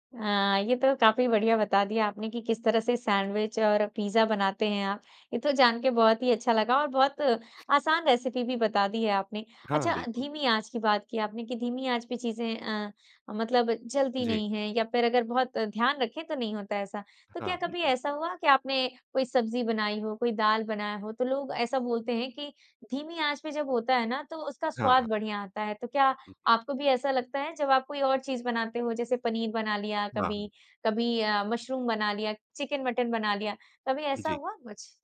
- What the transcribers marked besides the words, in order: in English: "सैंडविच"; in English: "रेसिपी"
- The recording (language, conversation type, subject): Hindi, podcast, खाना आपकी जड़ों से आपको कैसे जोड़ता है?